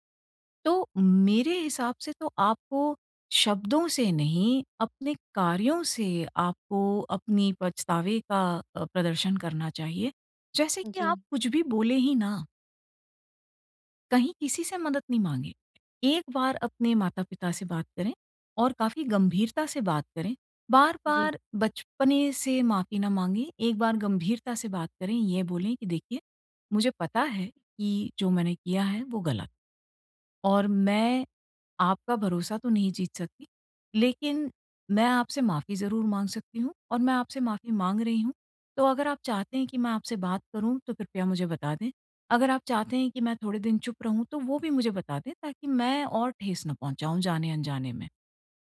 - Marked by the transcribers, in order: none
- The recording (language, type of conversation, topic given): Hindi, advice, मैं अपनी गलती स्वीकार करके उसे कैसे सुधारूँ?